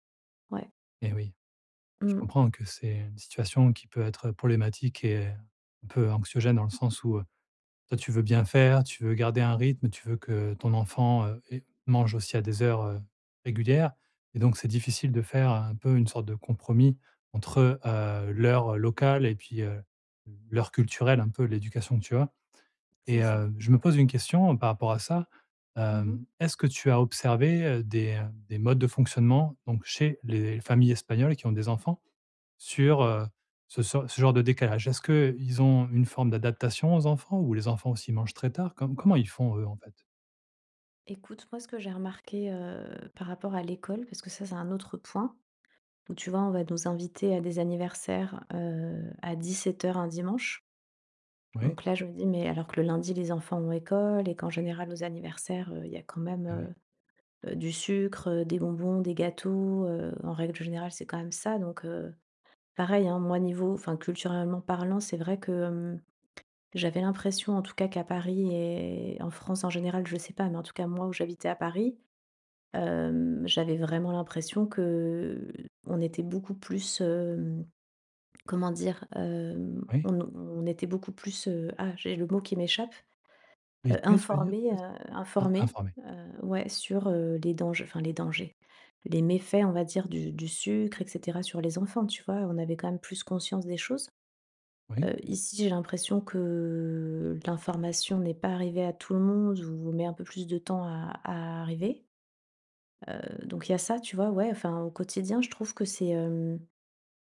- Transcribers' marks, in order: drawn out: "que"
- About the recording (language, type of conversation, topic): French, advice, Comment gères-tu le choc culturel face à des habitudes et à des règles sociales différentes ?